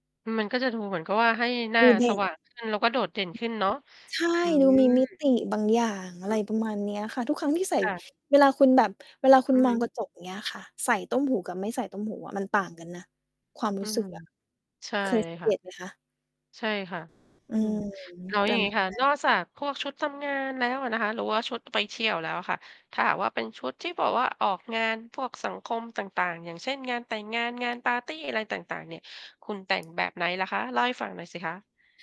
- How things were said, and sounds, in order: other background noise; distorted speech; mechanical hum; tapping
- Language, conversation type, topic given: Thai, podcast, มีเทคนิคแต่งตัวง่าย ๆ อะไรบ้างที่ช่วยให้ดูมั่นใจขึ้นได้ทันที?